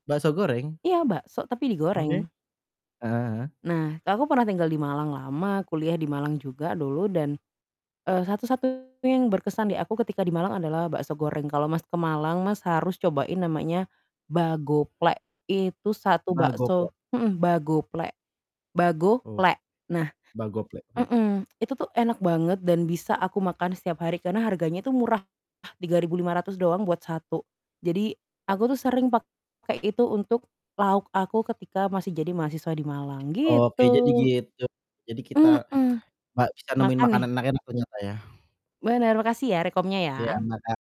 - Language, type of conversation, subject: Indonesian, unstructured, Apa pengalaman terkait makanan yang paling mengejutkan saat bepergian?
- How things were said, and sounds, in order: static; distorted speech; other background noise